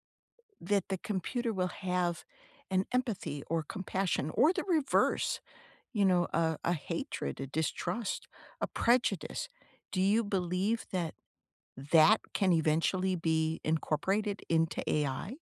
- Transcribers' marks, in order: stressed: "that"; tapping
- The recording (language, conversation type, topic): English, unstructured, What is your favorite invention, and why?